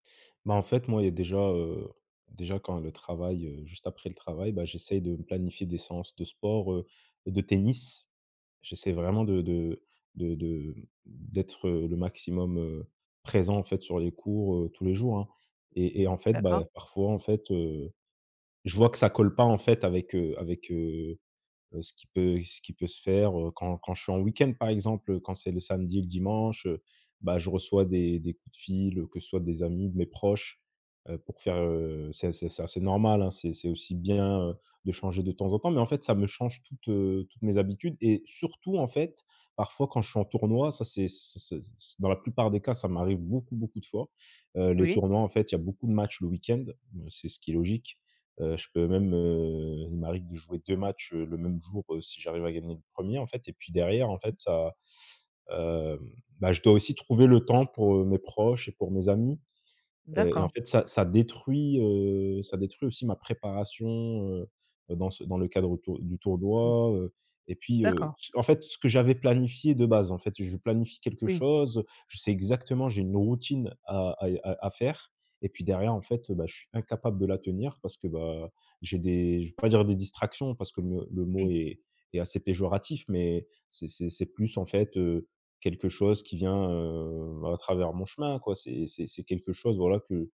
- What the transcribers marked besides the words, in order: tapping
- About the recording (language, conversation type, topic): French, advice, Comment les voyages et les week-ends détruisent-ils mes bonnes habitudes ?